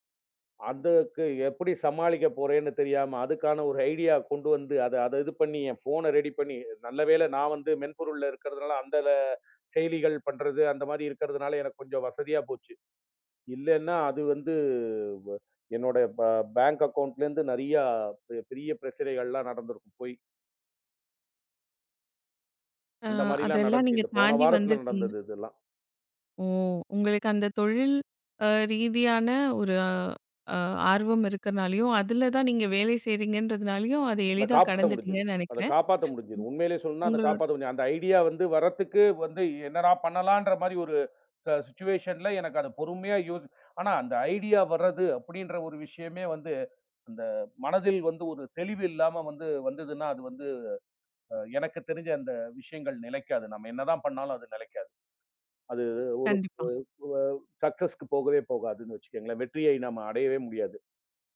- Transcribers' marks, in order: in English: "பேங்க் அக்கவுன்ட்ல"; "நடந்துச்சு" said as "நடன்ச்சு"; other noise; in English: "சிட்டுவேஷன்ல"; unintelligible speech; unintelligible speech; in English: "சக்ஸெஸ்"
- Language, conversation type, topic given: Tamil, podcast, ஒரு யோசனை தோன்றியவுடன் அதை பிடித்து வைத்துக்கொள்ள நீங்கள் என்ன செய்கிறீர்கள்?